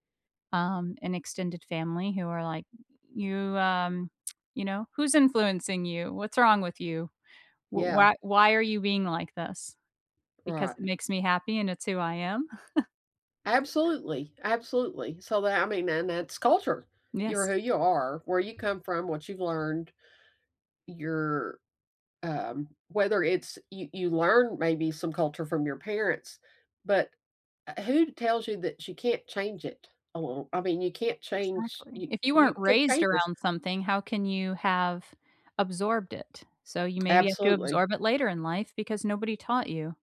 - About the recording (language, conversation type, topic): English, unstructured, How do you feel about mixing different cultural traditions?
- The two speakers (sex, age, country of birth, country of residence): female, 35-39, United States, United States; female, 50-54, United States, United States
- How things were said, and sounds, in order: chuckle; other background noise